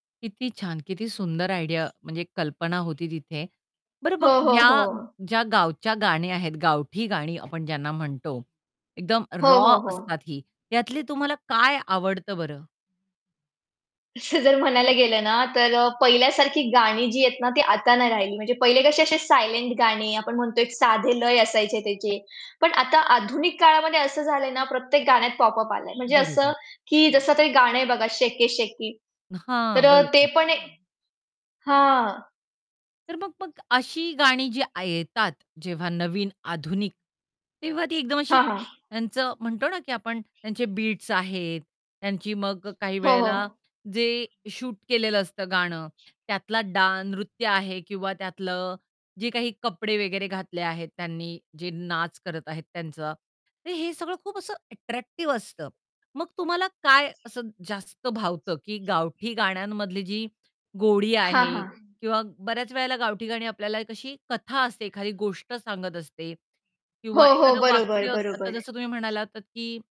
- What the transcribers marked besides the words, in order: in English: "आयडिया"; other background noise; laughing while speaking: "असं जर"; in English: "सायलेंट"; horn; distorted speech; background speech; in English: "डान्"
- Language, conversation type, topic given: Marathi, podcast, गावठी संगीत आणि आधुनिक पॉपपैकी तुला कोणते अधिक जवळचे वाटते?